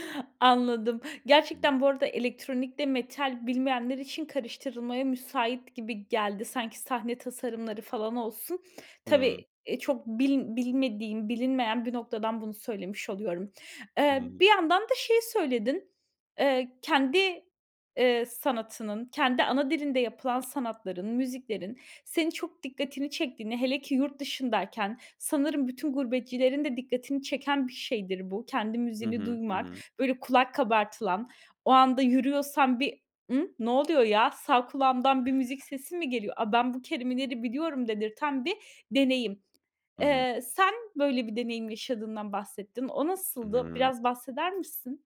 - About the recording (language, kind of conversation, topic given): Turkish, podcast, Seni en çok etkileyen konser anın nedir?
- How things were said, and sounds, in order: other background noise; chuckle